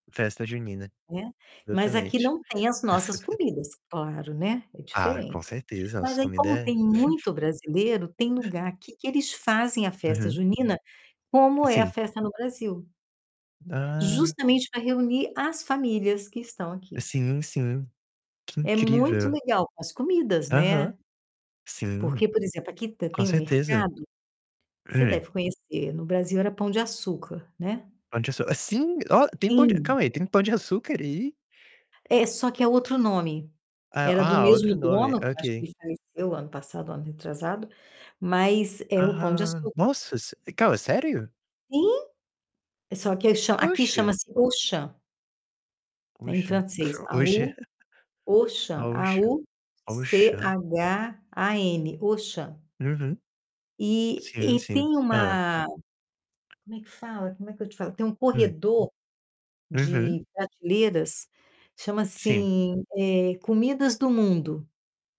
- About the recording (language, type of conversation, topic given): Portuguese, unstructured, Como você costuma passar o tempo com sua família?
- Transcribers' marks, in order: laugh; chuckle; tapping; chuckle